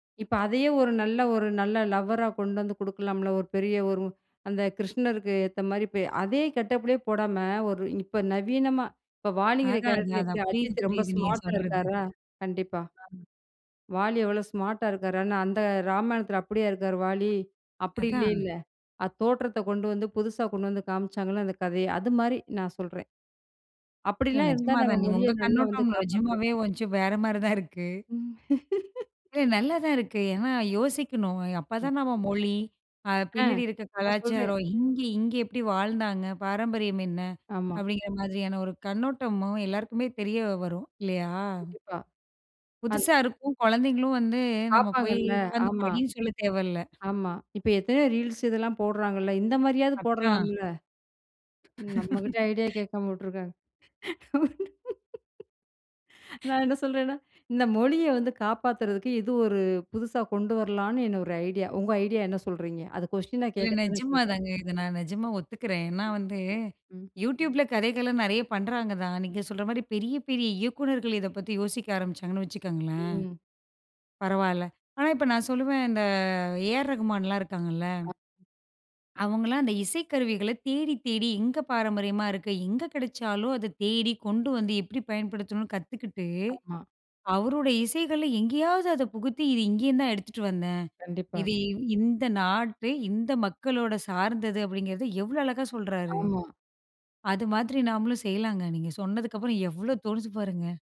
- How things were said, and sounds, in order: in English: "கெட்டப்"; in English: "ஸ்மார்ட்"; in English: "ஸ்மார்ட்"; laugh; laugh; laugh; inhale; chuckle; other background noise
- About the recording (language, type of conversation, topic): Tamil, podcast, மொழியை கைவிடாமல் பேணிப் பாதுகாத்தால், உங்கள் மரபை காக்க அது உதவுமா?